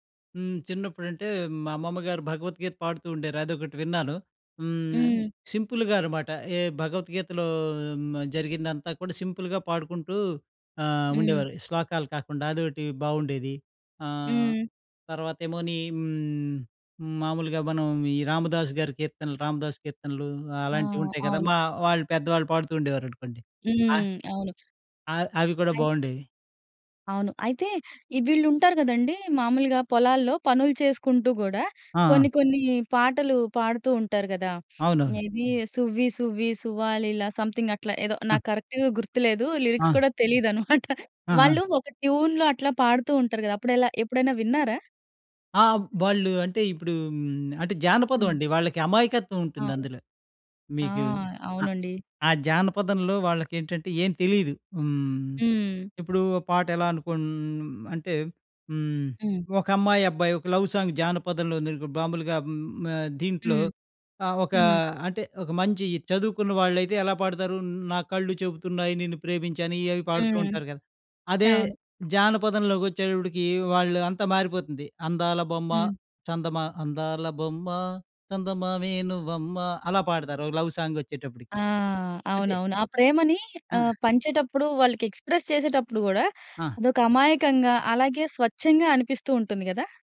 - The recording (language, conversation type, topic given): Telugu, podcast, ఒక పాట వింటే మీ చిన్నప్పటి జ్ఞాపకాలు గుర్తుకు వస్తాయా?
- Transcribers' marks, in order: "ఉండేవారు" said as "ఉండేరు"; in English: "సింపుల్‌గా"; in English: "సింపుల్‌గా"; tapping; other background noise; other noise; in English: "కరక్ట్‌గా"; in English: "లిరిక్స్"; laughing while speaking: "తెలీదనమాట"; in English: "ట్యూన్‍లో"; in English: "లవ్ సాంగ్"; "బాంబులుగా" said as "మాములుగా"; singing: "అందాల బొమ్మ, చందమావే నువ్వమ్మా"; in English: "లవ్"